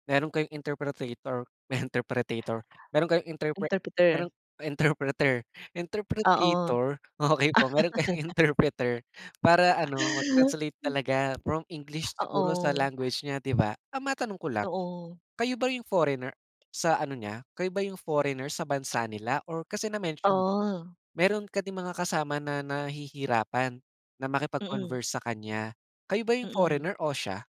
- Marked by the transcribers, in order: "interpreter" said as "interpretator"; other noise; tapping; laughing while speaking: "interpretator"; other background noise; laugh
- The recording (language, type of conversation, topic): Filipino, podcast, Paano mo hinaharap ang hadlang sa wika kapag may taong gusto mong makausap?